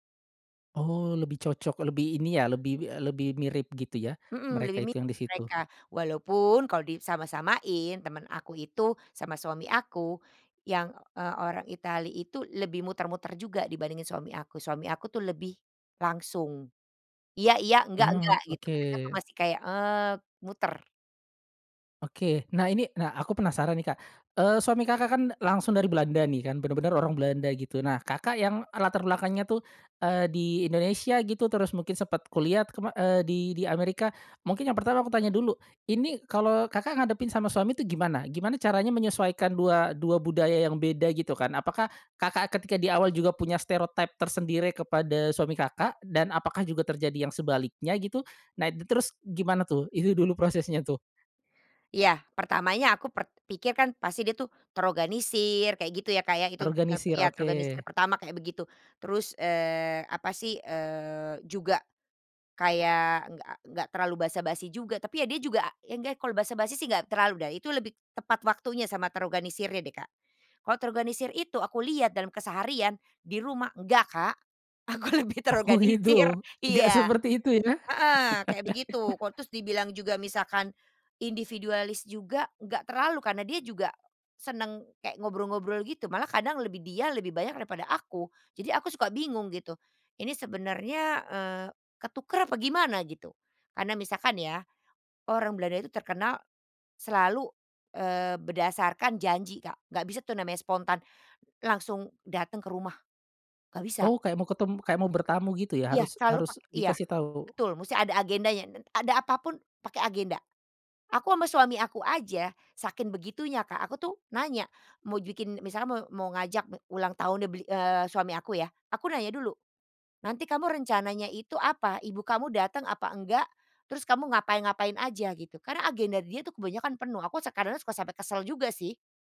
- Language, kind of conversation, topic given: Indonesian, podcast, Pernahkah kamu mengalami stereotip budaya, dan bagaimana kamu meresponsnya?
- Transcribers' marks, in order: laughing while speaking: "dulu prosesnya"; laughing while speaking: "Oh"; laughing while speaking: "Aku lebih"; laugh